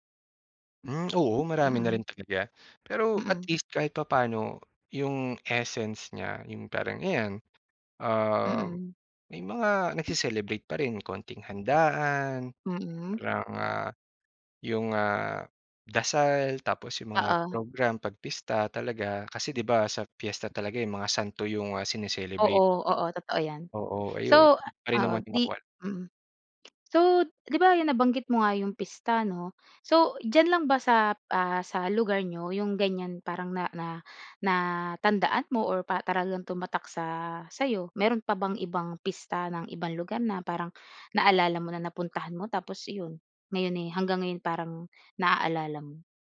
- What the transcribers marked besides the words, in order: none
- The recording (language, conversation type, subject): Filipino, podcast, May alaala ka ba ng isang pista o selebrasyon na talagang tumatak sa’yo?